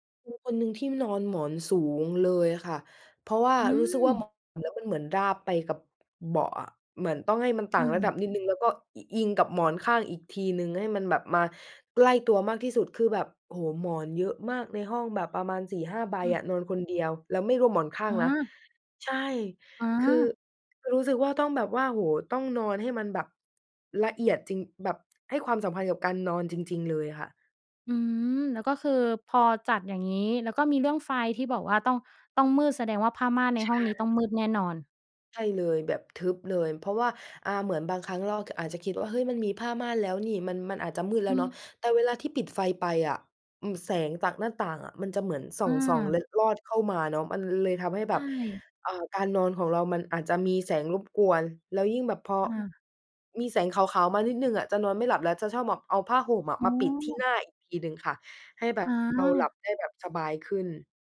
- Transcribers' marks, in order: tapping; other background noise
- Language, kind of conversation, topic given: Thai, podcast, คุณมีเทคนิคอะไรที่ช่วยให้นอนหลับได้ดีขึ้นบ้าง?